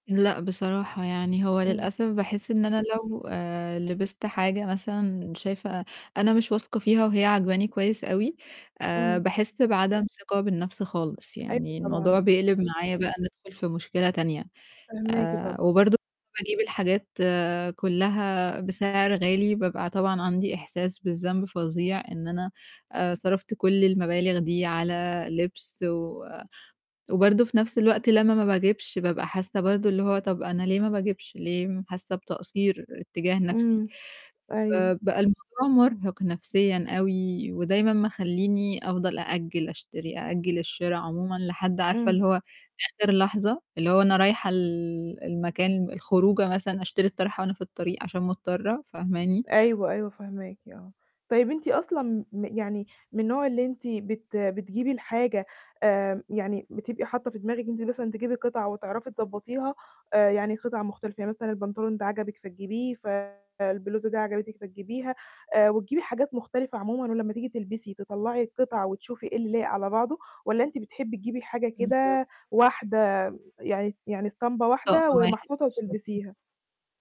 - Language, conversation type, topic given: Arabic, advice, إزاي ألاقي لبس يناسب ذوقي وميزانيتي بسهولة ومن غير ما أتوه؟
- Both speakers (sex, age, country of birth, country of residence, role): female, 20-24, Egypt, Egypt, advisor; female, 20-24, Egypt, Egypt, user
- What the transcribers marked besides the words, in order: distorted speech; mechanical hum; unintelligible speech